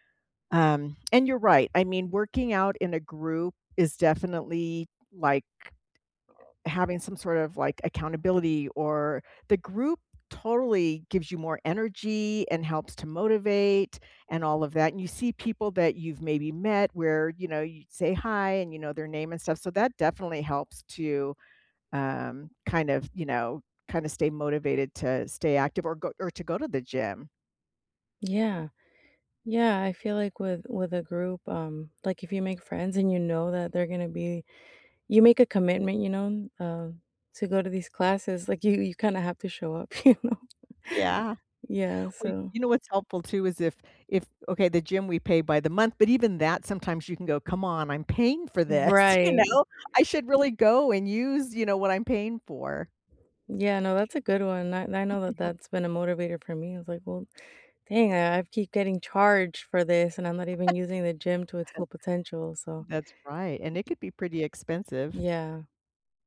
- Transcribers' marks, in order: other background noise; laughing while speaking: "you know?"; laughing while speaking: "You know?"; chuckle; laugh
- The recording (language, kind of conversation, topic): English, unstructured, What is the most rewarding part of staying physically active?